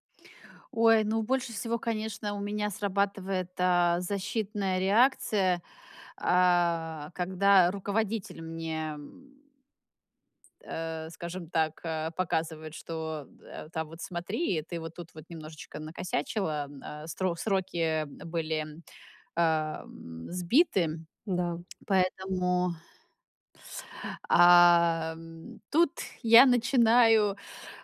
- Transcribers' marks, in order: tapping
- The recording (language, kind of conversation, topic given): Russian, advice, Как научиться признавать свои ошибки и правильно их исправлять?